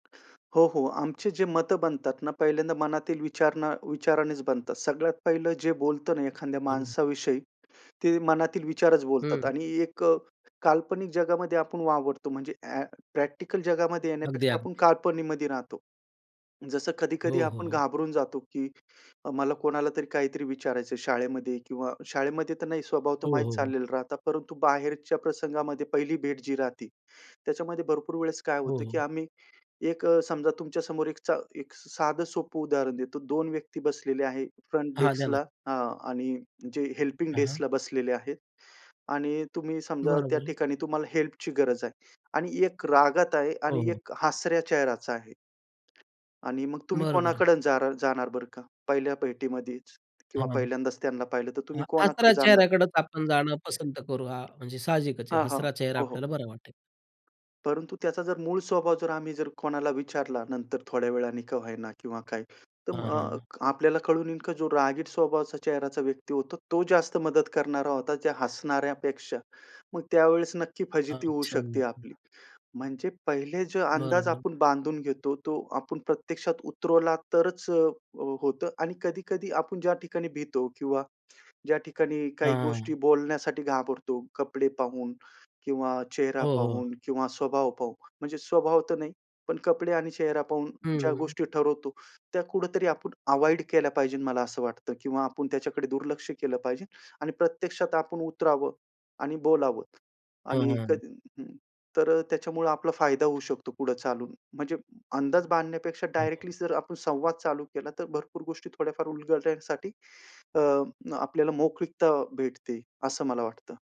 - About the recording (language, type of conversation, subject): Marathi, podcast, भेटीत पहिल्या काही क्षणांत तुम्हाला सर्वात आधी काय लक्षात येते?
- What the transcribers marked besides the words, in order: unintelligible speech; other background noise; in English: "हेल्पिंग"; in English: "हेल्पची"; tapping; other noise